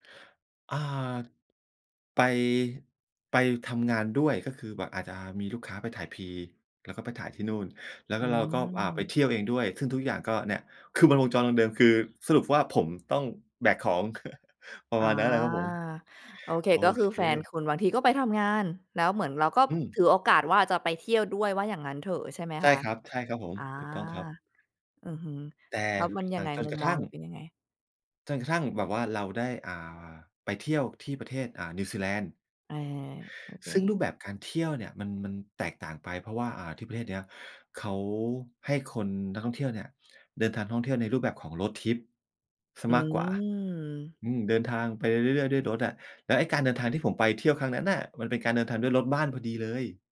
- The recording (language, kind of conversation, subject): Thai, podcast, ประสบการณ์การเดินทางครั้งไหนที่เปลี่ยนมุมมองชีวิตของคุณมากที่สุด?
- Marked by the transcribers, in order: chuckle; tapping